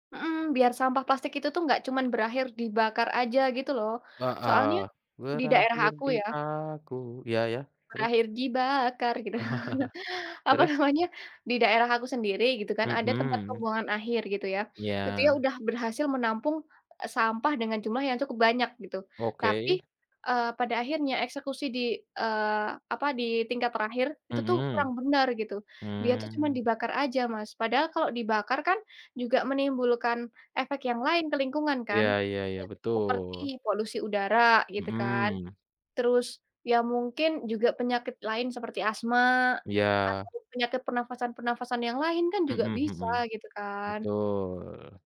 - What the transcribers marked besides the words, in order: singing: "berakhir di aku"; singing: "Berakhir dibakar"; laughing while speaking: "gitu, apa namanya"; chuckle
- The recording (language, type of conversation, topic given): Indonesian, unstructured, Bagaimana menurutmu dampak sampah plastik terhadap lingkungan sekitar kita?